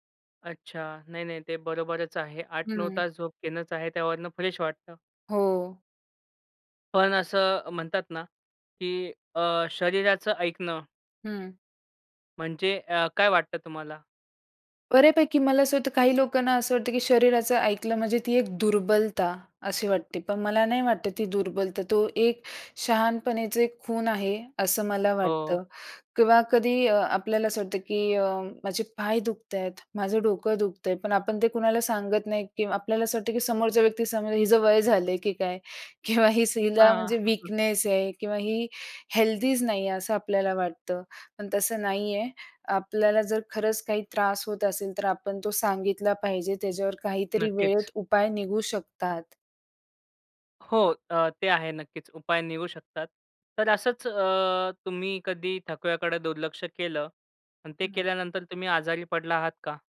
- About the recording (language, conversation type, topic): Marathi, podcast, तुमचे शरीर आता थांबायला सांगत आहे असे वाटल्यावर तुम्ही काय करता?
- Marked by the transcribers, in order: other background noise; tapping; chuckle; unintelligible speech